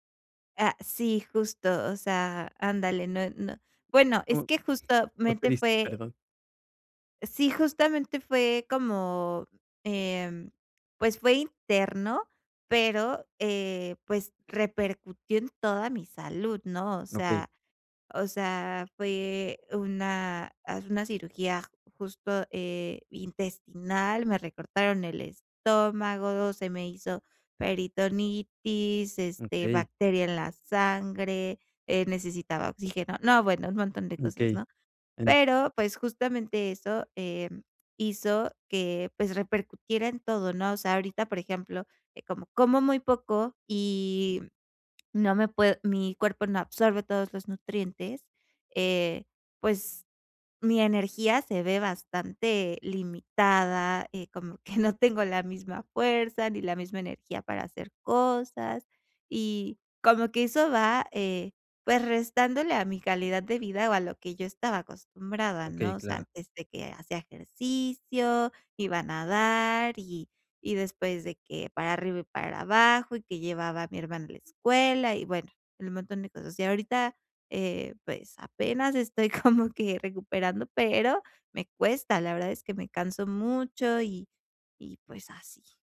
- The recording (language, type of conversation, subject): Spanish, advice, ¿Cómo puedo mantenerme motivado durante la recuperación de una lesión?
- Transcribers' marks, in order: other background noise; giggle